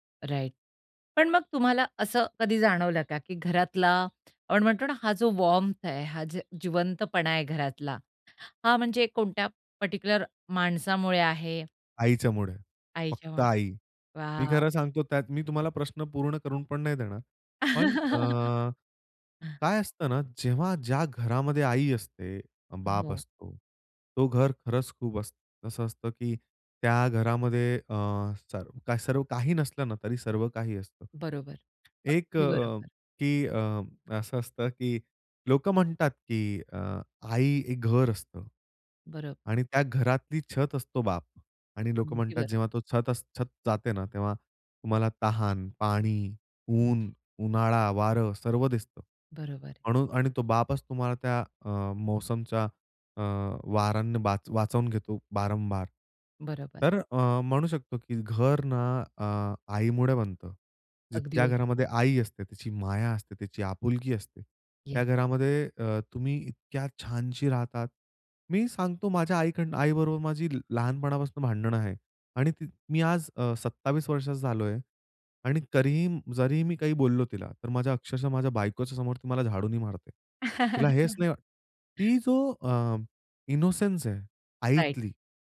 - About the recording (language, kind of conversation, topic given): Marathi, podcast, घराबाहेरून येताना तुम्हाला घरातला उबदारपणा कसा जाणवतो?
- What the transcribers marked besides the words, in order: in English: "राइट"; in English: "वार्म्थ"; in English: "पर्टिक्युलर"; other background noise; joyful: "वॉव"; laugh; tapping; laugh; in English: "इनोसेन्स"; in English: "राइट"